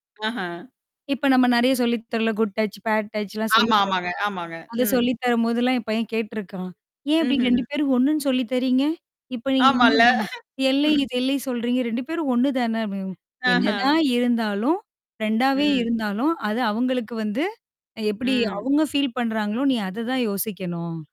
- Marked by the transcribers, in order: in English: "குட் டச், பேட் டச்லாம்"; distorted speech; other background noise; mechanical hum; laughing while speaking: "ஆமால்ல"; unintelligible speech; background speech; in English: "ஃபீல்"
- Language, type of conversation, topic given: Tamil, podcast, சிறார்களுக்கு தனிமை மற்றும் தனிப்பட்ட எல்லைகளை எப்படி கற்பிக்கலாம்?